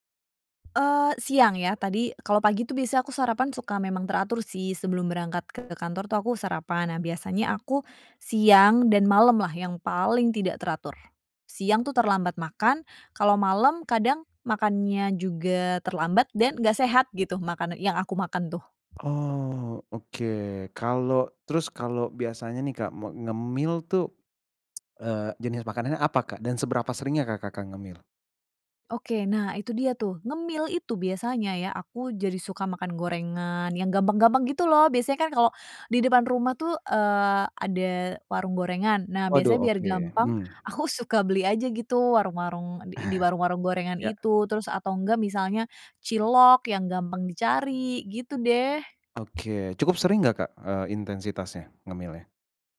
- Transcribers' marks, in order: tapping; tsk; chuckle
- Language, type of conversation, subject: Indonesian, advice, Bagaimana cara berhenti sering melewatkan waktu makan dan mengurangi kebiasaan ngemil tidak sehat di malam hari?
- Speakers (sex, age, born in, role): female, 30-34, Indonesia, user; male, 35-39, Indonesia, advisor